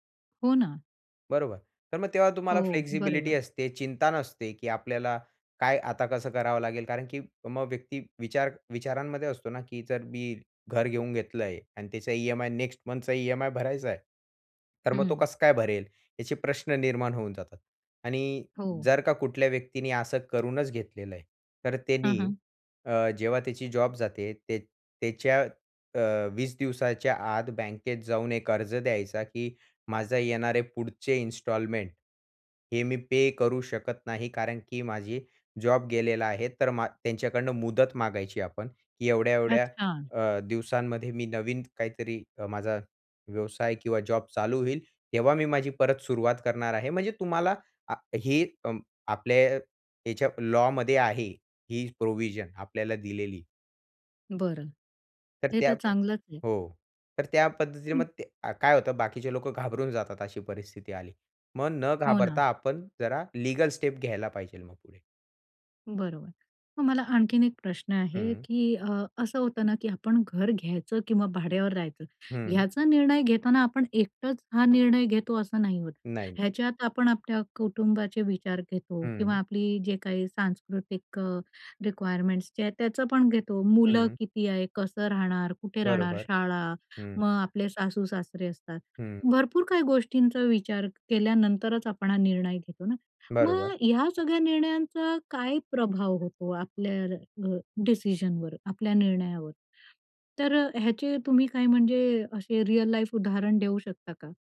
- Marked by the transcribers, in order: in English: "फ्लेक्सिबिलिटी"; other background noise; in English: "ईएमआय, नेक्स्ट मंथचा ईएमआय"; in English: "इन्स्टॉलमेंट"; in English: "पे"; in English: "लॉमध्ये"; in English: "प्रोव्हिजन"; in English: "लीगल स्टेप"; in English: "रिक्वायरमेंट्स"; in English: "डिसिजनवर"; in English: "रिअल लाईफ"
- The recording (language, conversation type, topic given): Marathi, podcast, घर खरेदी करायची की भाडेतत्त्वावर राहायचं हे दीर्घकालीन दृष्टीने कसं ठरवायचं?